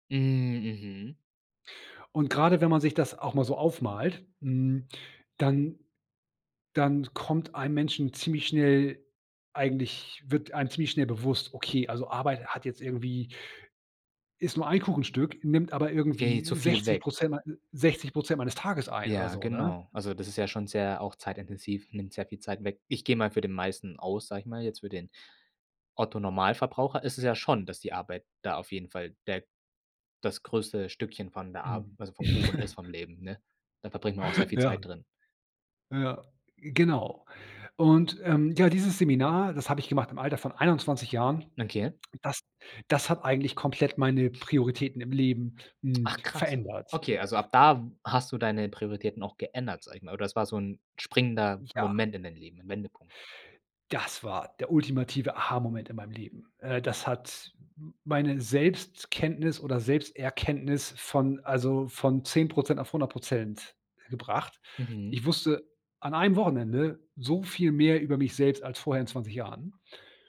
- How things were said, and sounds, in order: chuckle
- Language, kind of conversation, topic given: German, podcast, Welche Erfahrung hat deine Prioritäten zwischen Arbeit und Leben verändert?